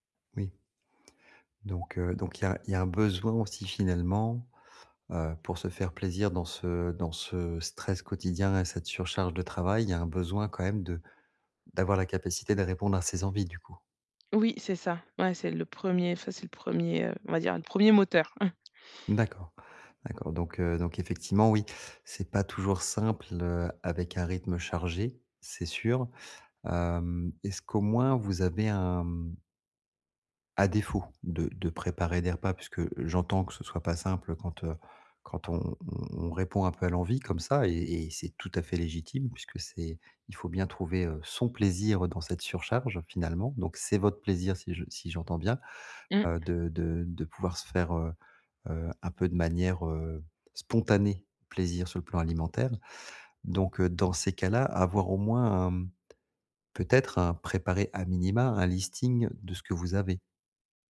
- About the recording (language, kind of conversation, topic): French, advice, Comment planifier mes repas quand ma semaine est surchargée ?
- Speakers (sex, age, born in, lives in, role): female, 35-39, France, France, user; male, 40-44, France, France, advisor
- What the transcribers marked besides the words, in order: chuckle; other background noise; tapping